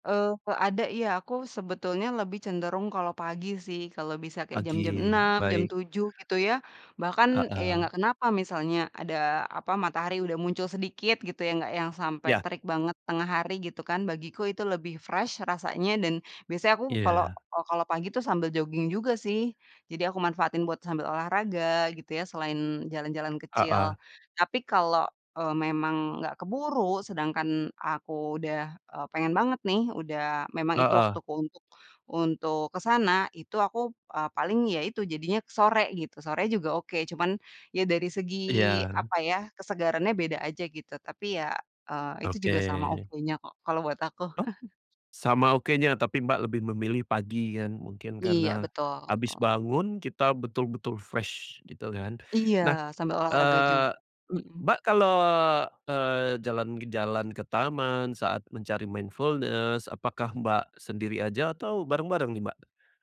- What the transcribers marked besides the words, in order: tapping; in English: "fresh"; chuckle; other background noise; in English: "fresh"; "juga" said as "jug"; "jalan-jalan" said as "jalan-kejalan"; in English: "mindfulness"
- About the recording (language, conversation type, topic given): Indonesian, podcast, Bagaimana cara paling mudah memulai latihan kesadaran penuh saat berjalan-jalan di taman?